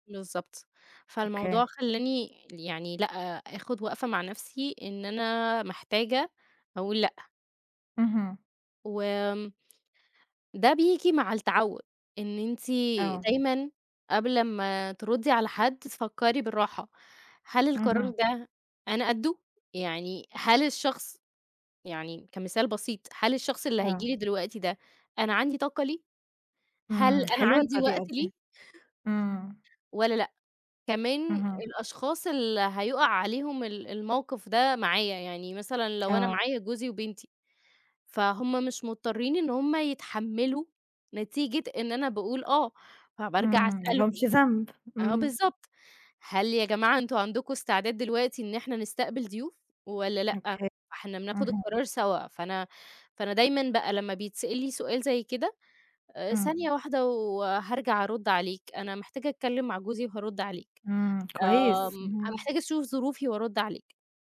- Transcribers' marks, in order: tapping
- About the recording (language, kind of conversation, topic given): Arabic, podcast, إزاي بتعرف إمتى تقول أيوه وإمتى تقول لأ؟